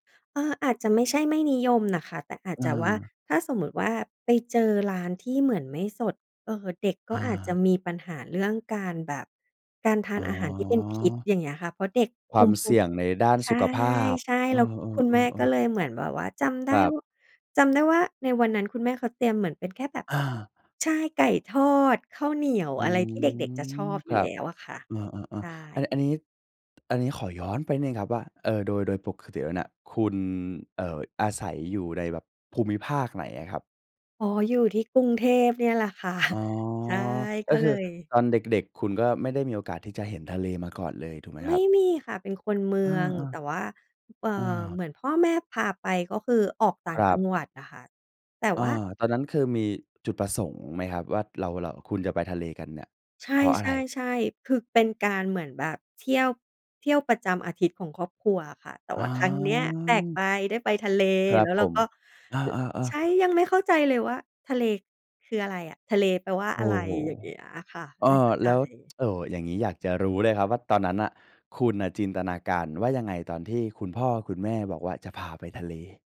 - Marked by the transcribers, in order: drawn out: "อืม"; chuckle; tsk
- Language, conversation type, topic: Thai, podcast, ท้องทะเลที่เห็นครั้งแรกส่งผลต่อคุณอย่างไร?